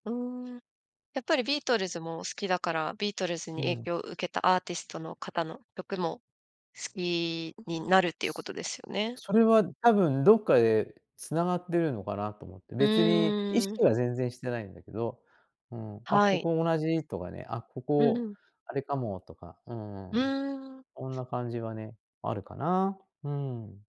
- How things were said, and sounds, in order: none
- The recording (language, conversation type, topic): Japanese, podcast, 一番影響を受けたアーティストはどなたですか？